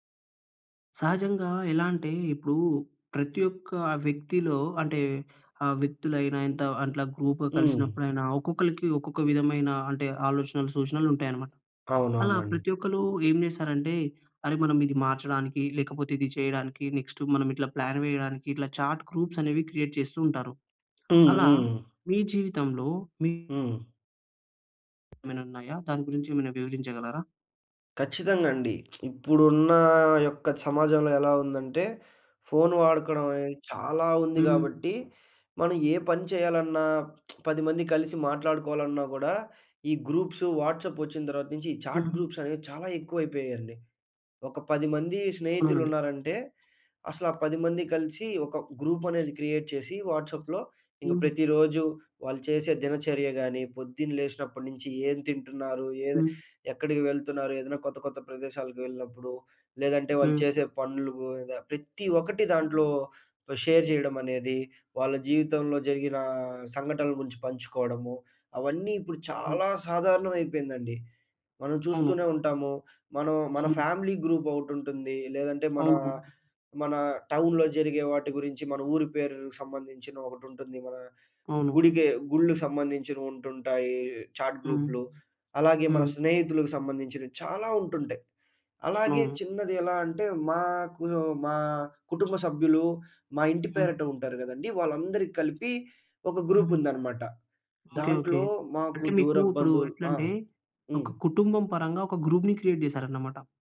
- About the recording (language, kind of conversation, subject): Telugu, podcast, మీరు చాట్‌గ్రూప్‌ను ఎలా నిర్వహిస్తారు?
- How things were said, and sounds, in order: in English: "గ్రూప్‌గా"; in English: "ప్లాన్"; in English: "చాట్ గ్రూప్స్"; in English: "క్రియేట్"; lip smack; lip smack; in English: "వాట్సాప్"; in English: "చాట్ గ్రూప్స్"; other background noise; in English: "గ్రూప్"; in English: "క్రియేట్"; in English: "వాట్సాప్‌లో"; in English: "షేర్"; in English: "ఫ్యామిలీ గ్రూప్"; in English: "టౌన్‌లో"; in English: "చాట్"; in English: "గ్రూప్"; in English: "గ్రూప్‌ని క్రియేట్"